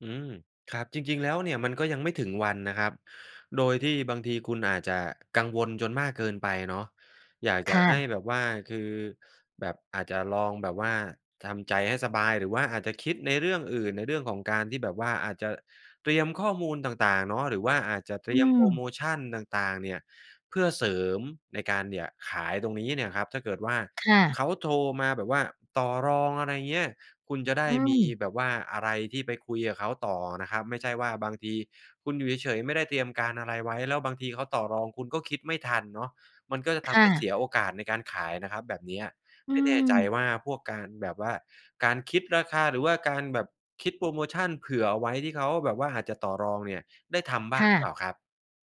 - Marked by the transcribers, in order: none
- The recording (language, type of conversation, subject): Thai, advice, ฉันควรรับมือกับการคิดลบซ้ำ ๆ ที่ทำลายความมั่นใจในตัวเองอย่างไร?